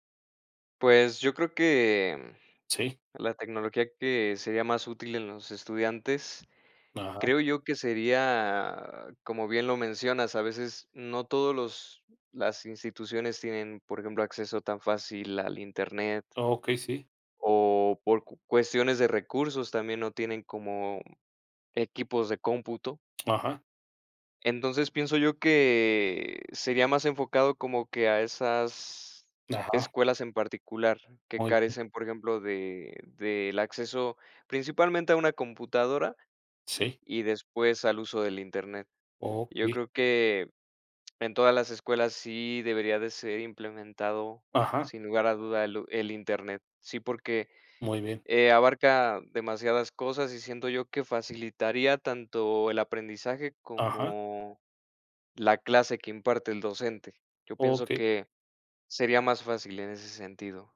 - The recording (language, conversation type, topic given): Spanish, unstructured, ¿Crees que las escuelas deberían usar más tecnología en clase?
- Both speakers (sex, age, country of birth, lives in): male, 35-39, Mexico, Mexico; male, 50-54, Mexico, Mexico
- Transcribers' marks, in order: other background noise